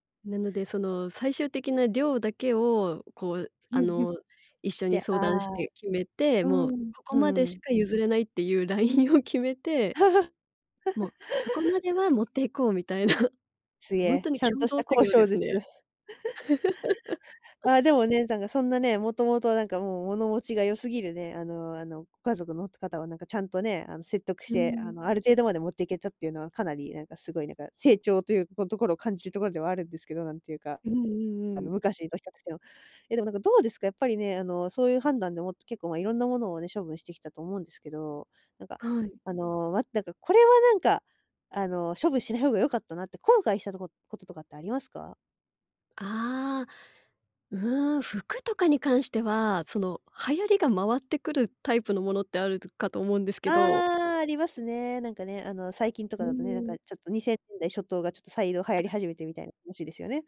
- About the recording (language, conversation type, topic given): Japanese, podcast, 物を減らすとき、どんな基準で手放すかを決めていますか？
- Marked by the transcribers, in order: chuckle; giggle; laughing while speaking: "みたいな"; giggle; laugh; unintelligible speech